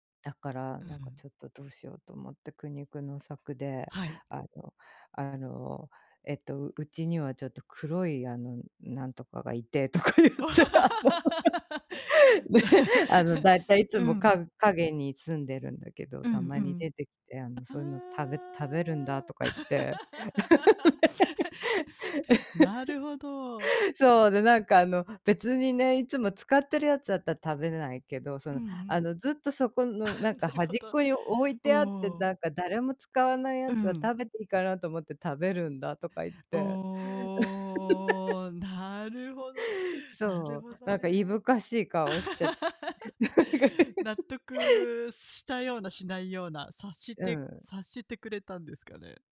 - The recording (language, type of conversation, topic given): Japanese, unstructured, 嘘をつかずに生きるのは難しいと思いますか？
- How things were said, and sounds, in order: laughing while speaking: "とか言って、あの、ね"; laugh; drawn out: "ああ"; laugh; tapping; drawn out: "おお"; laugh; laugh; laughing while speaking: "なんが"; laugh